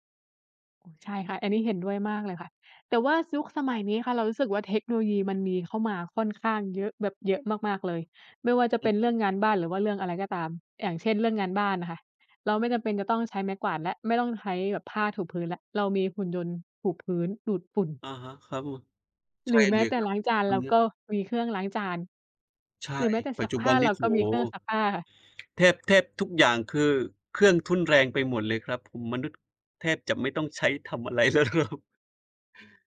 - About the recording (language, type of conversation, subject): Thai, unstructured, เทคโนโลยีช่วยให้ชีวิตประจำวันของคุณง่ายขึ้นอย่างไร?
- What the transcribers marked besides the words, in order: unintelligible speech; tapping; laughing while speaking: "อะไรแล้วครับ"